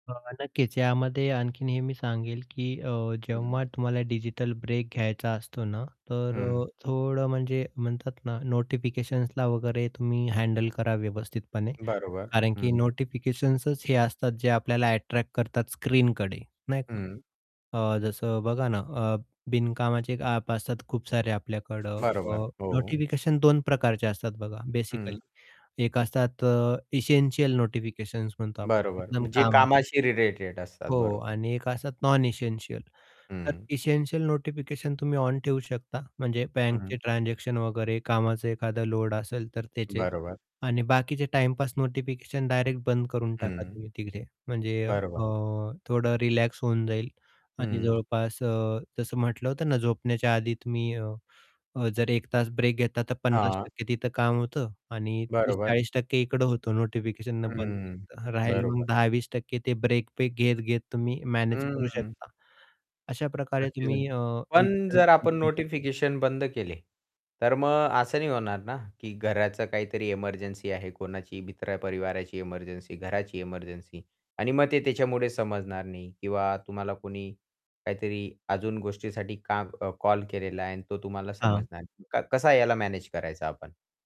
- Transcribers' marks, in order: static; distorted speech; other background noise; in English: "बेसिकली"; in English: "इसेंशियल"; in English: "नॉन इसेंशियल"; in English: "इसेंशियल"; unintelligible speech; unintelligible speech
- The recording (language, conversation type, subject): Marathi, podcast, डिजिटल ब्रेक कधी घ्यावा आणि किती वेळा घ्यावा?